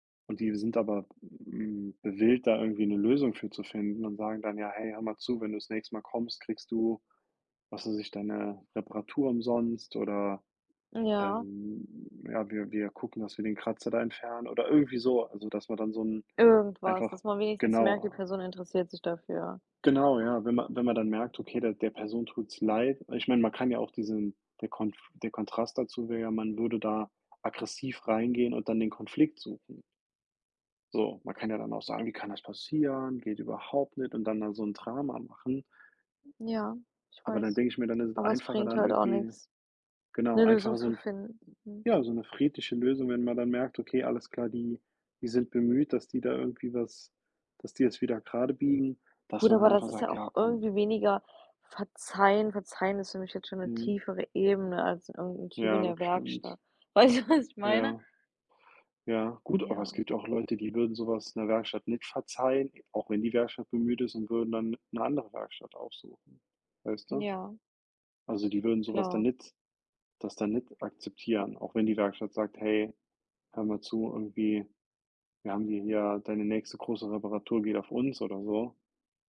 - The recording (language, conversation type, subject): German, unstructured, Wie wichtig ist es dir, nach einem Konflikt zu verzeihen?
- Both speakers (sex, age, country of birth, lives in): female, 25-29, Germany, United States; male, 30-34, Germany, United States
- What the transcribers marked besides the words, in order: tapping; "gewillt" said as "bewillt"; other background noise; laughing while speaking: "Weißt du, was ich"